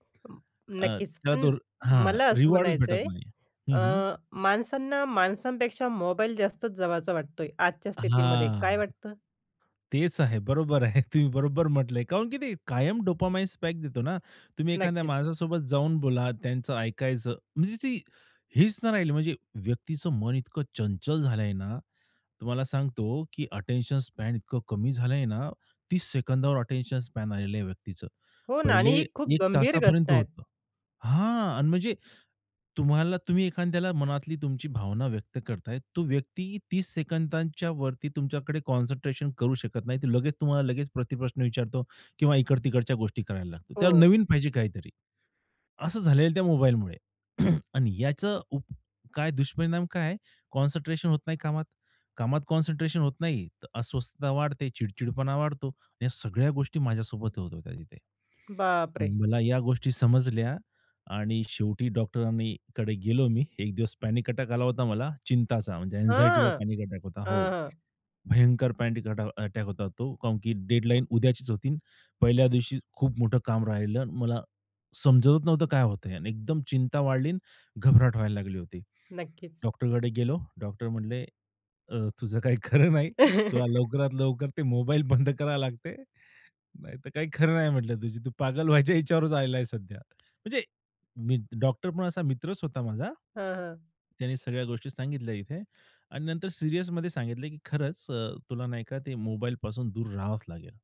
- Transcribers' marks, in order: in Hindi: "और"; in English: "रिवॉर्ड"; drawn out: "हां"; laughing while speaking: "बरोबर आहे"; in English: "डोपामाइन स्पाइक"; in English: "अटेन्शन स्पॅन"; in English: "अटेन्शन स्पॅन"; tapping; in English: "कॉन्सन्ट्रेशन"; throat clearing; in English: "कॉन्सन्ट्रेशन"; in English: "कॉन्सन्ट्रेशन"; drawn out: "बाप"; in English: "पॅनिक अटॅक"; in English: "अँनक्झाइटीचा पॅनिक अटॅक"; drawn out: "हां"; afraid: "भयंकर"; in English: "पॅनडिक अटॅा अटॅक"; in English: "डेडलाईन"; afraid: "अन् घबराट व्हायला लागली होती"; laughing while speaking: "खरं नाही, तुला लवकरात लवकर ते मोबाईल बंद लागते"; laugh; laughing while speaking: "पागल व्हायच्या ह्याच्यावरच आलेला सध्या"; in Hindi: "पागल"
- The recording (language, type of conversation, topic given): Marathi, podcast, झोपेच्या चांगल्या सवयी तुम्ही कशा रुजवल्या?